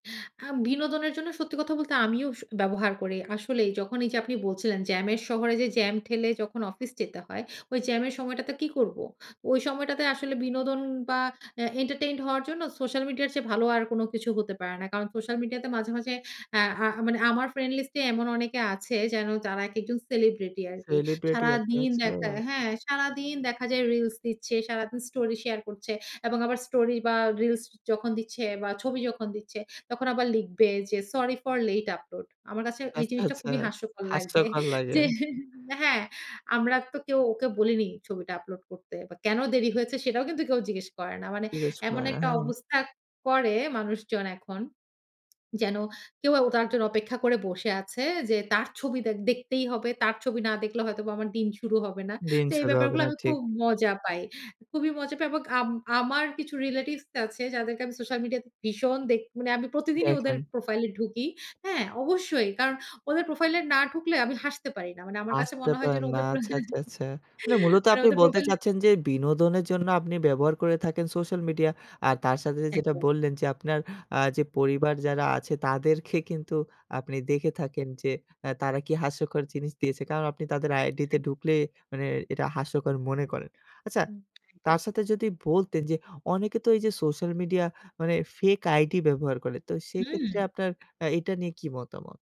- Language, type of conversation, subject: Bengali, podcast, সামাজিক মাধ্যমে আপনি নিজেকে কী ধরনের মানুষ হিসেবে উপস্থাপন করেন?
- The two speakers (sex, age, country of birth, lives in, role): female, 35-39, Bangladesh, Finland, guest; male, 25-29, Bangladesh, Bangladesh, host
- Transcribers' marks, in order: other background noise; laughing while speaking: "লাগে। যে"; tapping; chuckle; unintelligible speech